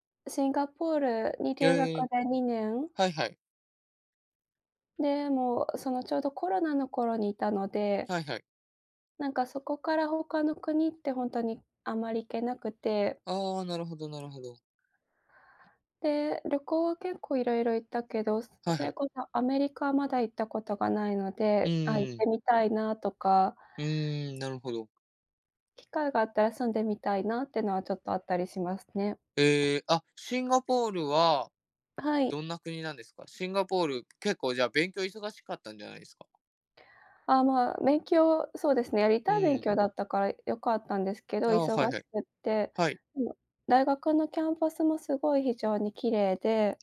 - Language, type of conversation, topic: Japanese, unstructured, 将来、挑戦してみたいことはありますか？
- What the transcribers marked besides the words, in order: tapping; other background noise